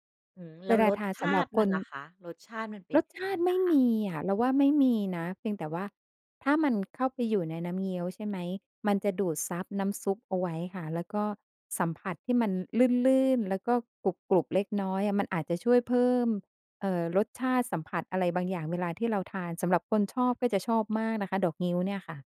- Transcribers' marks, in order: none
- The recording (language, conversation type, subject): Thai, podcast, กลิ่นอาหารอะไรที่ทำให้คุณนึกถึงบ้านมากที่สุด?